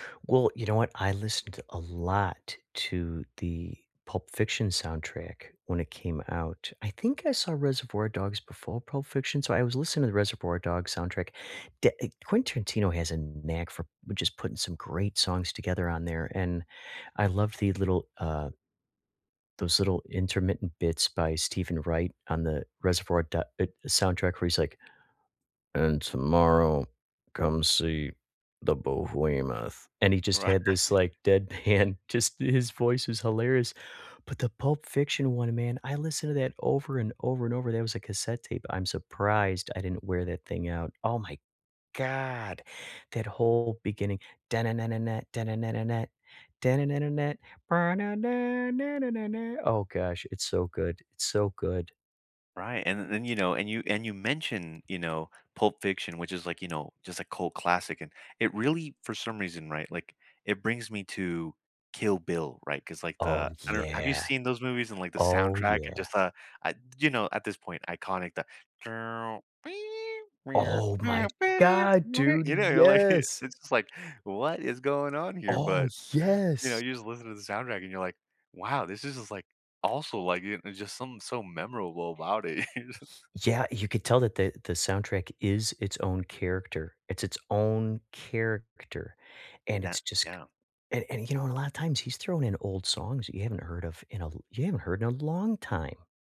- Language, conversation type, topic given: English, unstructured, Which movie soundtracks have you loved without seeing the film, and what drew you to them?
- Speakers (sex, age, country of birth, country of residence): male, 35-39, United States, United States; male, 55-59, United States, United States
- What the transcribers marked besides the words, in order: stressed: "lot"; put-on voice: "And tomorrow, come see the Behemoth"; laughing while speaking: "Right"; laughing while speaking: "deadpan"; stressed: "god"; humming a tune; tapping; other noise; humming a tune; stressed: "god"; laughing while speaking: "like"; other background noise; chuckle